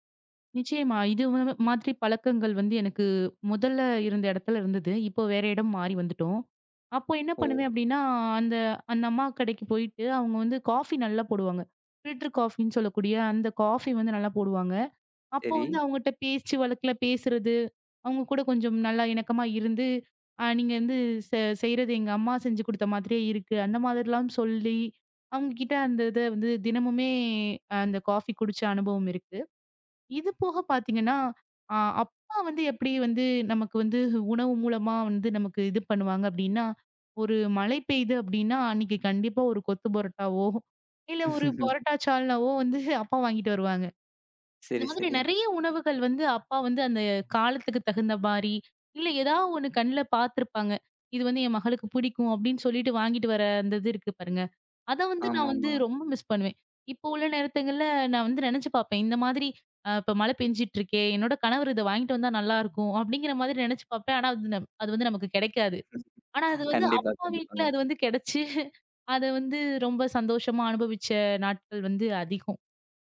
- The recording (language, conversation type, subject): Tamil, podcast, அழுத்தமான நேரத்தில் உங்களுக்கு ஆறுதலாக இருந்த உணவு எது?
- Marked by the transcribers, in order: in English: "ஃபில்டர்"; chuckle; chuckle; laugh; in English: "மிஸ்"; laugh; chuckle